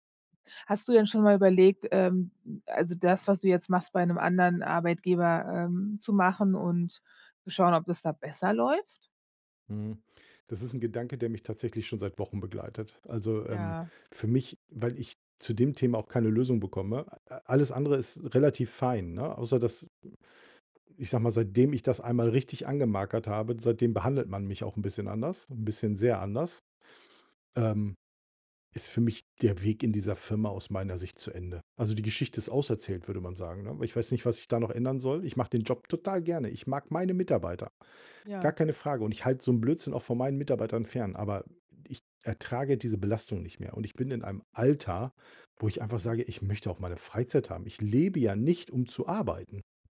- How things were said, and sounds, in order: none
- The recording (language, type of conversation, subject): German, advice, Wie viele Überstunden machst du pro Woche, und wie wirkt sich das auf deine Zeit mit deiner Familie aus?